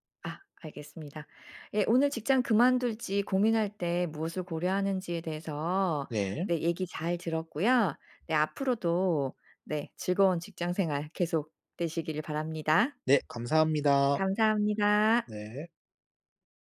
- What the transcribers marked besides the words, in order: tapping
- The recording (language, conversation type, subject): Korean, podcast, 직장을 그만둘지 고민할 때 보통 무엇을 가장 먼저 고려하나요?